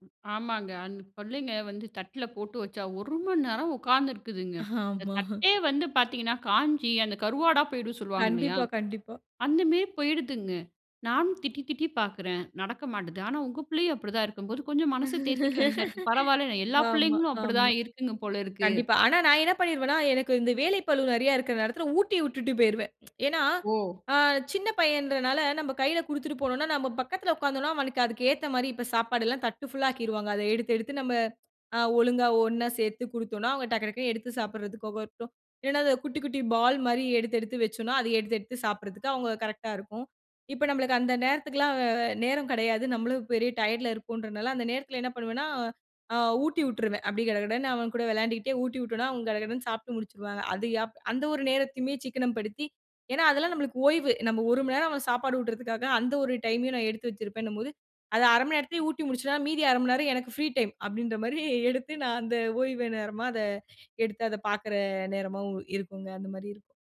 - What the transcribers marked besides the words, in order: laughing while speaking: "ஆமா"; other noise; other background noise; laughing while speaking: "ஆமா, ஆமா. கண்டிப்பா"; "விட்டுட்டு" said as "உட்டுட்டு"; tsk; unintelligible speech; "விட்டேன்னா" said as "உட்டன்னா"; laughing while speaking: "அப்பிடின்ற மாரி எடுத்து நான் அந்த ஓய்வு நேரமா அத எடுத்து அத பார்க்கிற"
- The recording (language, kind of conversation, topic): Tamil, podcast, வேலை முடிந்த பிறகு மனம் முழுவதும் ஓய்வடைய நீங்கள் என்ன செய்கிறீர்கள்?